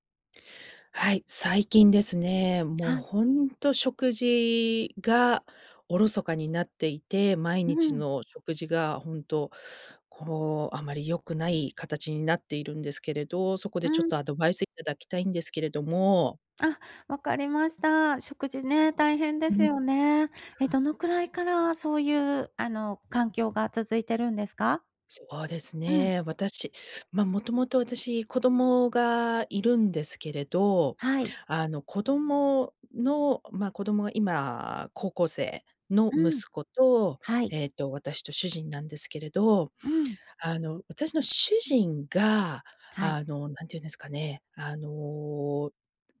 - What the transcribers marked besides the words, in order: none
- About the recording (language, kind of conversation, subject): Japanese, advice, 毎日の健康的な食事を習慣にするにはどうすればよいですか？